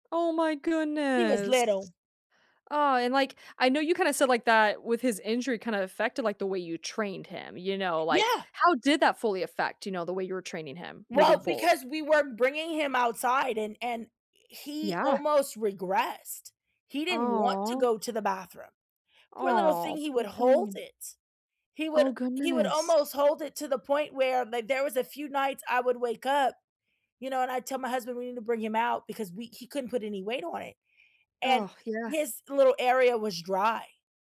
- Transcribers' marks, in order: drawn out: "goodness"; background speech; drawn out: "Aw"; drawn out: "Aw"
- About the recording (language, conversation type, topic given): English, unstructured, How are tech, training, and trust reshaping your everyday life and bond with your pet?
- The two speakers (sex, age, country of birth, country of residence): female, 30-34, United States, United States; female, 40-44, United States, United States